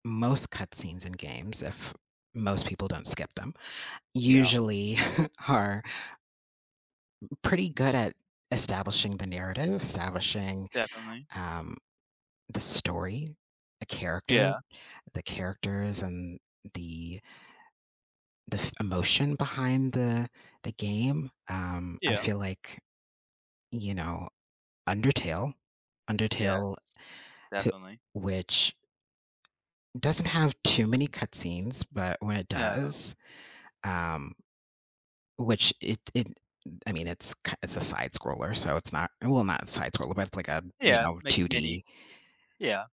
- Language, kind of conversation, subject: English, unstructured, How does the balance between storytelling and gameplay shape our experience of video games?
- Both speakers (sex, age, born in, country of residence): male, 18-19, United States, United States; male, 25-29, United States, United States
- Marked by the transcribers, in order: scoff; tapping